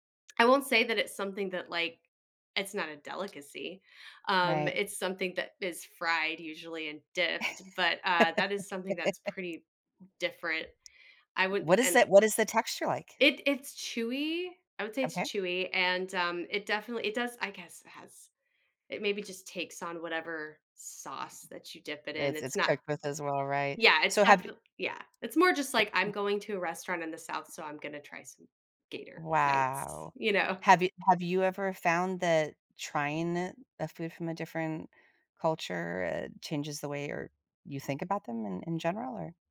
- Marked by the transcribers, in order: tapping; laugh; other background noise
- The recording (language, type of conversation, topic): English, unstructured, What is the most surprising food you have ever tried?
- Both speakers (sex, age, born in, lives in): female, 45-49, United States, United States; female, 55-59, United States, United States